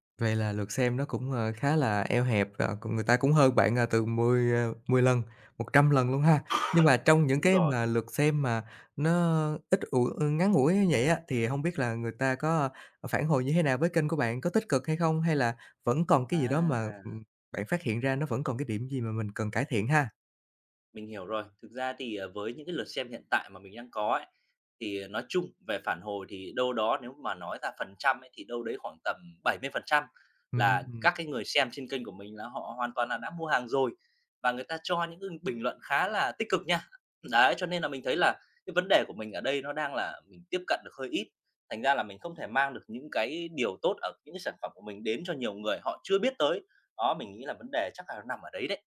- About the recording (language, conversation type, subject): Vietnamese, advice, Làm thế nào để ngừng so sánh bản thân với người khác để không mất tự tin khi sáng tạo?
- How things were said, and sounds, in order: tapping; cough; other background noise